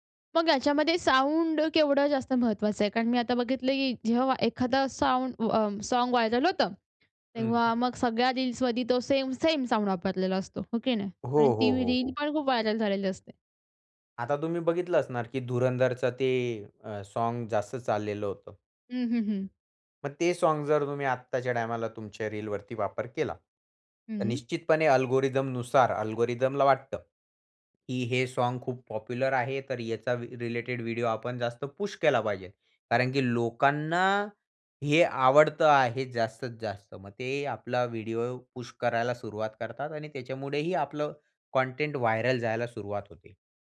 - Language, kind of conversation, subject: Marathi, podcast, लोकप्रिय होण्यासाठी एखाद्या लघुचित्रफितीत कोणत्या गोष्टी आवश्यक असतात?
- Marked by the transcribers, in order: in English: "साउंड"; in English: "साउंड"; in English: "सॉंग व्हायरल"; in English: "साउंड"; in English: "व्हायरल"; in English: "सॉँग"; in English: "सॉँग"; in English: "अल्गोरिथमनुसार अल्गोरिथमला"; in English: "सॉंग"; in English: "व्हायरल"